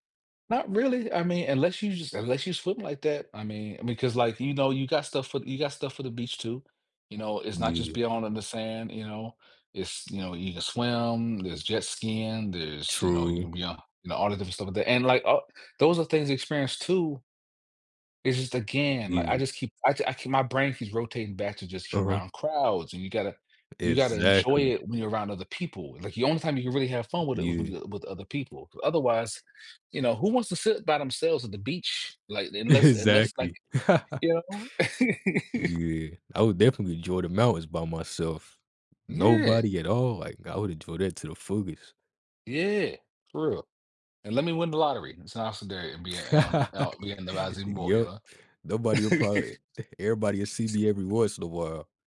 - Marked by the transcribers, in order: laughing while speaking: "Exactly"; chuckle; other background noise; chuckle; chuckle; chuckle; sneeze
- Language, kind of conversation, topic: English, unstructured, What makes you prefer the beach or the mountains for a relaxing getaway?
- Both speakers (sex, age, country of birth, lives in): male, 20-24, United States, United States; male, 35-39, Germany, United States